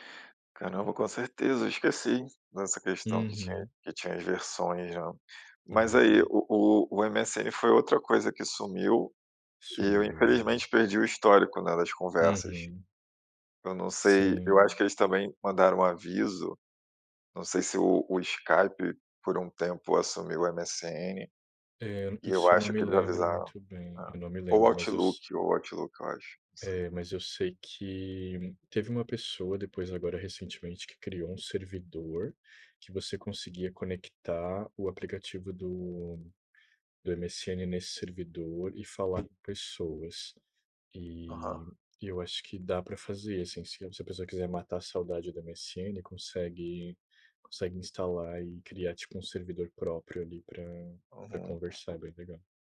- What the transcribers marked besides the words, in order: unintelligible speech; tapping
- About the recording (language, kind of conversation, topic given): Portuguese, unstructured, Como você lida com a pressão de estar sempre conectado às redes sociais?